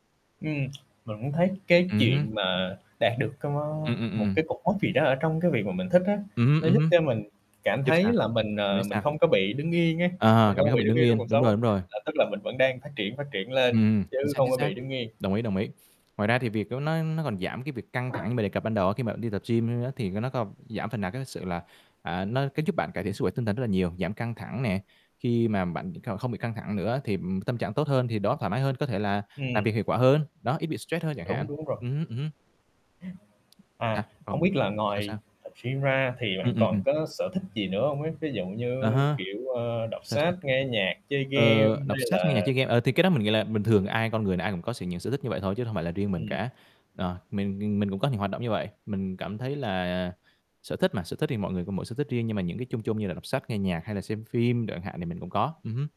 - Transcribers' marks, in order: static; tsk; other background noise; distorted speech; tapping
- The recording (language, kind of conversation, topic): Vietnamese, unstructured, Bạn cảm thấy thế nào khi đạt được một mục tiêu trong sở thích của mình?